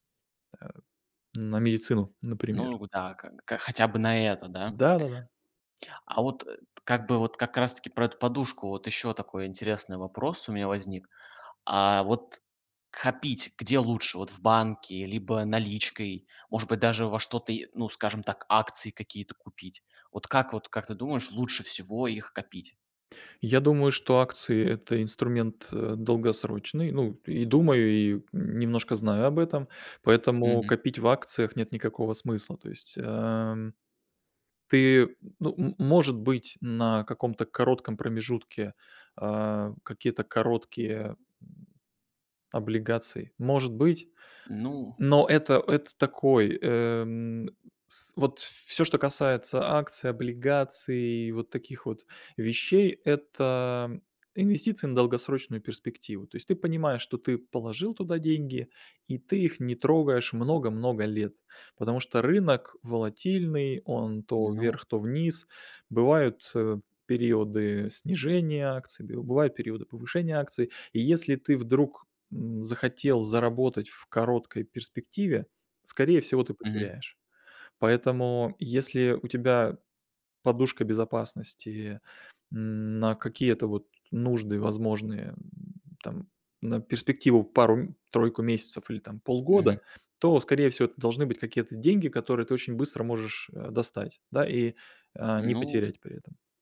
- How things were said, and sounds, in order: grunt; tapping
- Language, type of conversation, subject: Russian, podcast, Как минимизировать финансовые риски при переходе?